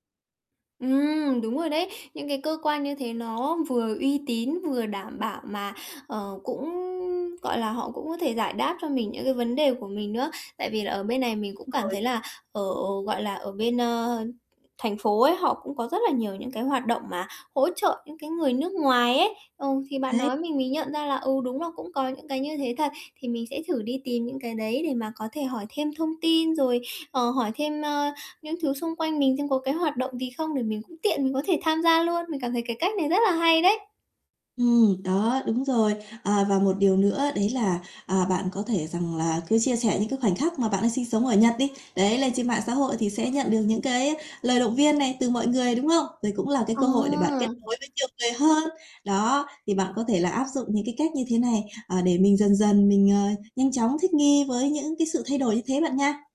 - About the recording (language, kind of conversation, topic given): Vietnamese, advice, Làm sao để bạn nhanh chóng thích nghi khi mọi thứ thay đổi đột ngột?
- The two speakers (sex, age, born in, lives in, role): female, 30-34, Vietnam, Japan, user; female, 30-34, Vietnam, Vietnam, advisor
- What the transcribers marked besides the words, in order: other background noise; mechanical hum; unintelligible speech; tapping; distorted speech; static